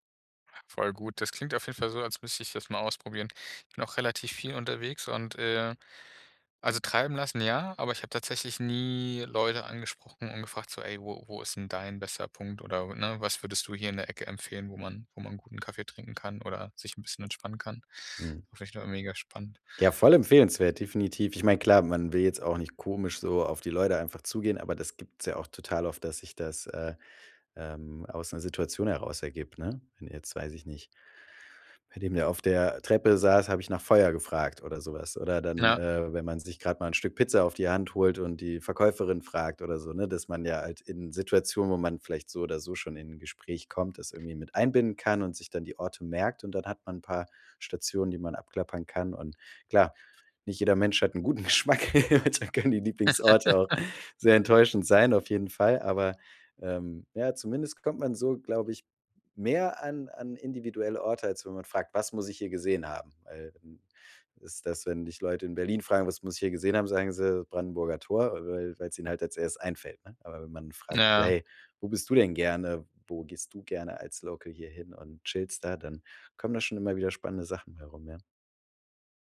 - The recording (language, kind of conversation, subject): German, podcast, Wie findest du versteckte Ecken in fremden Städten?
- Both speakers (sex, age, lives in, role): male, 30-34, Germany, host; male, 35-39, Germany, guest
- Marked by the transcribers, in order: drawn out: "nie"; other background noise; laughing while speaking: "guten Geschmack. Da können die Lieblingsorte auch"; chuckle; laugh